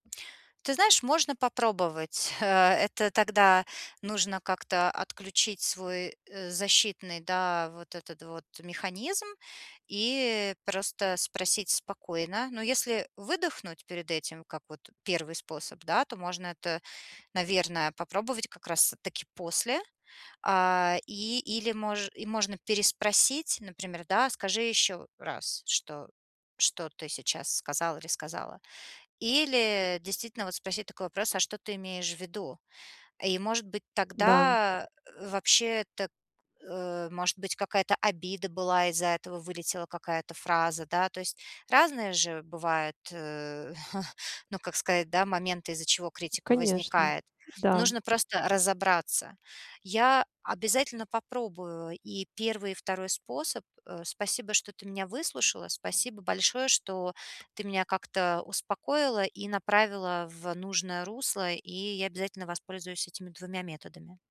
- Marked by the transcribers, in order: chuckle; tapping; other background noise
- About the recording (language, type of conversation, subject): Russian, advice, Как мне оставаться уверенным, когда люди критикуют мою работу или решения?